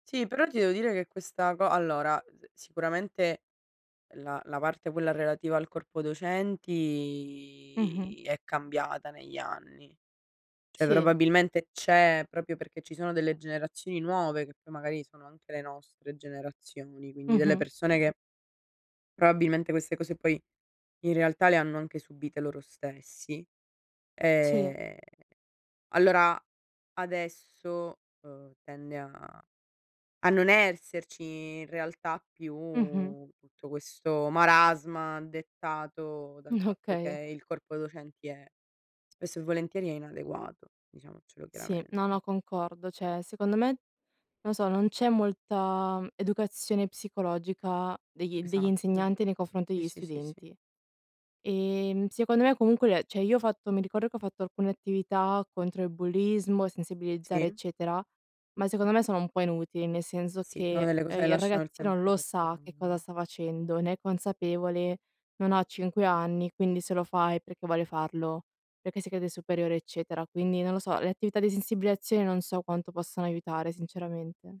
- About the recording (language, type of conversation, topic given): Italian, unstructured, Come si può combattere il bullismo nelle scuole?
- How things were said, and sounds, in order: drawn out: "docenti"; "cioè" said as "ceh"; "proprio" said as "propio"; "probabilmente" said as "proabilmente"; "esserci" said as "erserci"; chuckle; "Cioè" said as "ceh"; "cioè" said as "ceh"; "sensibilizzazione" said as "sensibilazione"